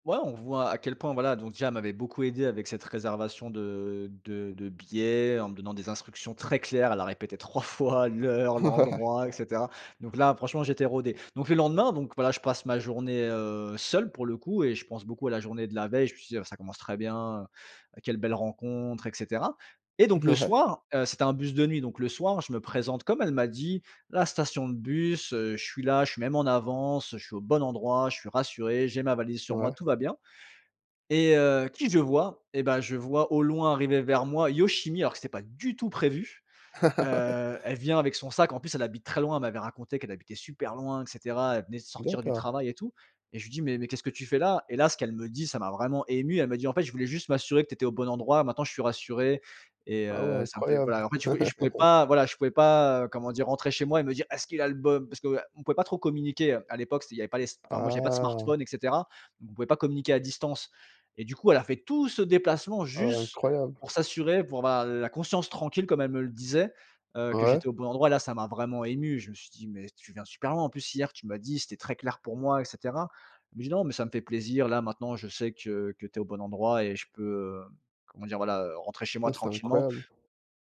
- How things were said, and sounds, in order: stressed: "très"; laughing while speaking: "trois fois l'heure"; laughing while speaking: "Ouais"; stressed: "bon endroit"; stressed: "pas du tout"; laughing while speaking: "Ouais"; laugh; stressed: "Ah"; stressed: "tout"; "juste" said as "jusse"; tapping
- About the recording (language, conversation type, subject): French, podcast, Peux-tu raconter une fois où un inconnu t’a aidé pendant un voyage ?